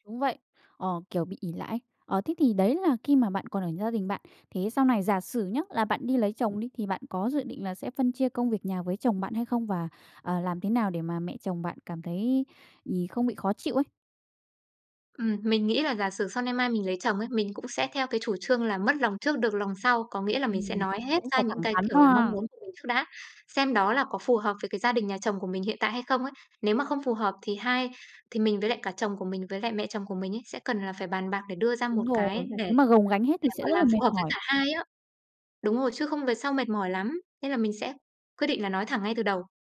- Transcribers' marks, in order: other background noise
- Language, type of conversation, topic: Vietnamese, podcast, Bạn và người thân chia việc nhà ra sao?